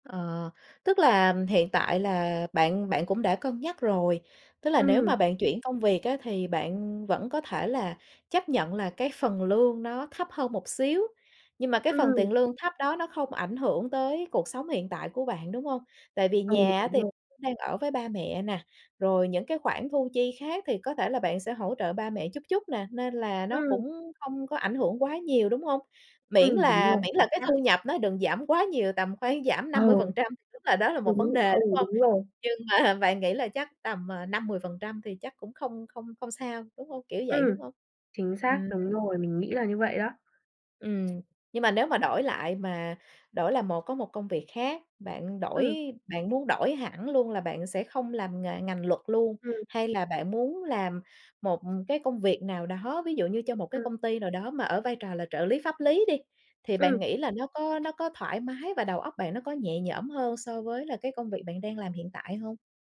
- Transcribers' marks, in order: tapping; other background noise; laughing while speaking: "mà"
- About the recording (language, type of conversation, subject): Vietnamese, advice, Tôi đang cân nhắc đổi nghề nhưng sợ rủi ro và thất bại, tôi nên bắt đầu từ đâu?